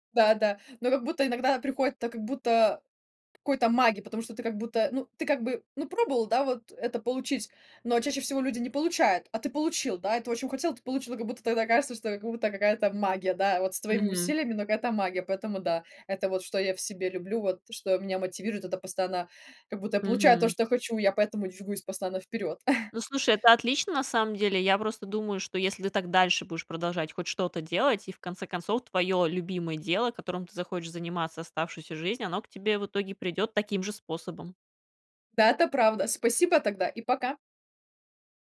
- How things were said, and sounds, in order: tapping; chuckle
- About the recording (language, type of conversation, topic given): Russian, podcast, Что тебя больше всего мотивирует учиться на протяжении жизни?